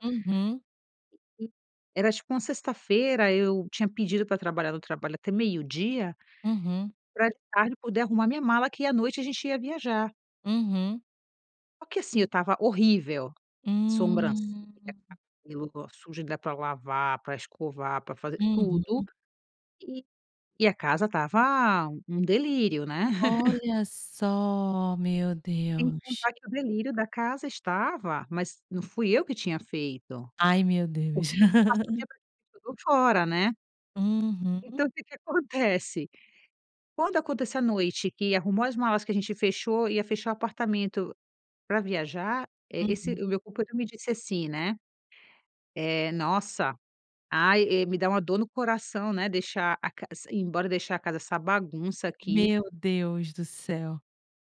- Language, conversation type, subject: Portuguese, podcast, Como você prioriza tarefas quando tudo parece urgente?
- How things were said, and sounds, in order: other noise; tapping; laugh; laugh